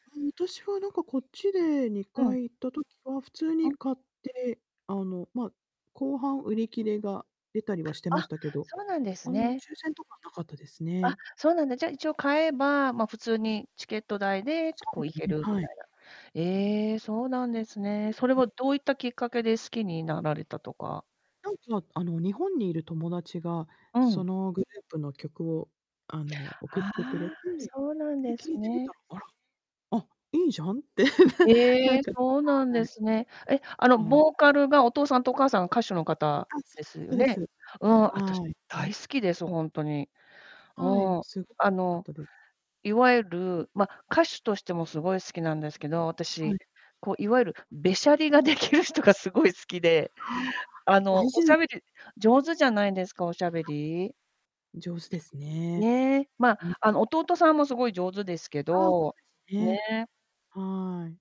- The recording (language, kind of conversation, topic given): Japanese, unstructured, 自分の夢が実現したら、まず何をしたいですか？
- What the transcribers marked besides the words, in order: static; tapping; mechanical hum; distorted speech; unintelligible speech; laughing while speaking: "ってね"; laughing while speaking: "できる人が凄い好きで"; other background noise